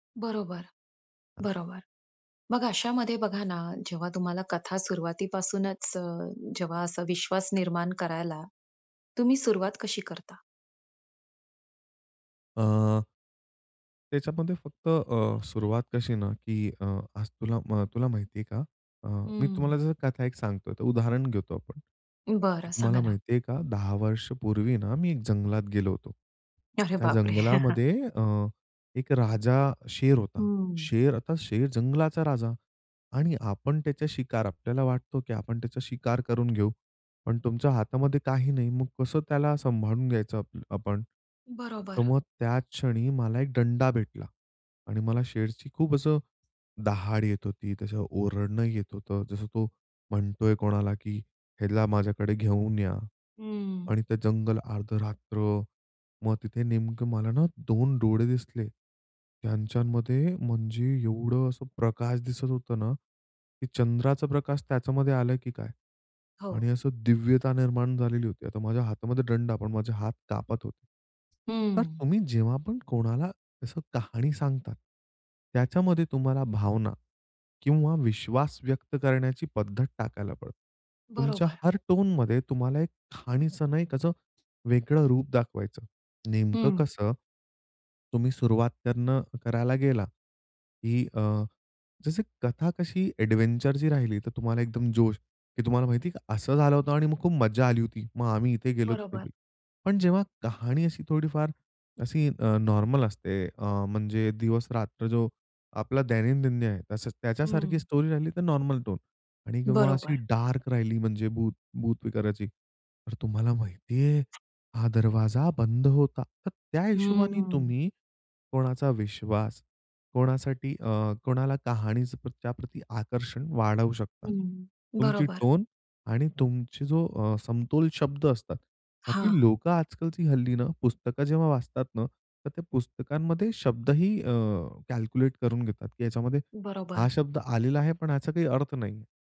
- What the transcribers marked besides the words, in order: tapping; laughing while speaking: "अरे बापरे!"; other background noise; in English: "एडव्हेंचरची"; in English: "स्टोरी"; in English: "नॉर्मल"; in English: "डार्क"; put-on voice: "तर तुम्हाला माहिती आहे हा दरवाजा बंद होता"; in English: "कॅल्क्युलेटकरून"
- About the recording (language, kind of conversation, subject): Marathi, podcast, कथा सांगताना समोरच्या व्यक्तीचा विश्वास कसा जिंकतोस?